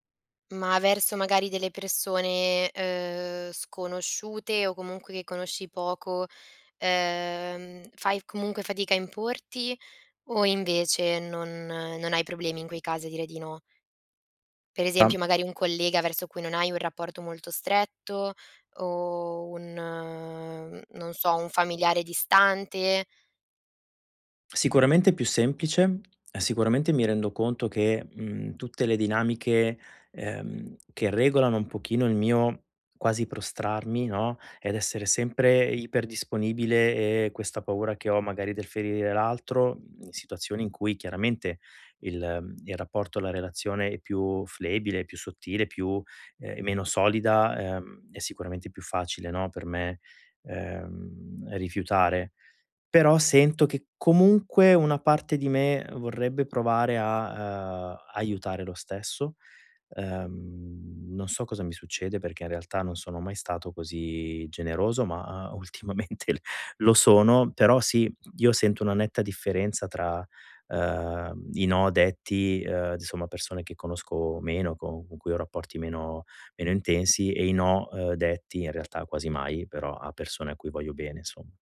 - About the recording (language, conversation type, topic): Italian, advice, Come posso imparare a dire di no alle richieste degli altri senza sentirmi in colpa?
- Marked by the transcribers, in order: tapping; other background noise; laughing while speaking: "ultimamente l"